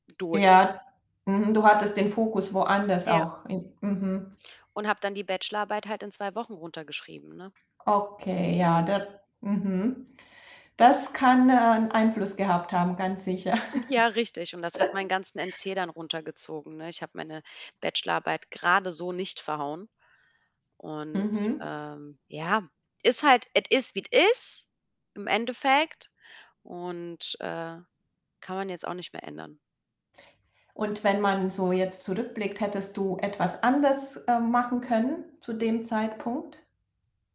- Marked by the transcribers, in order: other background noise; distorted speech; chuckle
- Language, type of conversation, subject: German, podcast, Gab es einen Moment, der die Richtung deines Lebens verändert hat?
- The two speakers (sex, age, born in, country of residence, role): female, 35-39, Italy, Germany, guest; female, 50-54, Romania, Germany, host